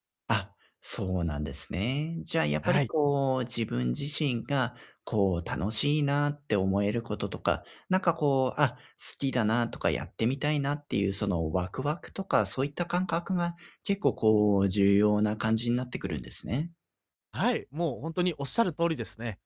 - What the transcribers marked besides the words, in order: none
- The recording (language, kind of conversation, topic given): Japanese, advice, 新しい趣味や挑戦を始めるのが怖いとき、どうすれば一歩踏み出せますか？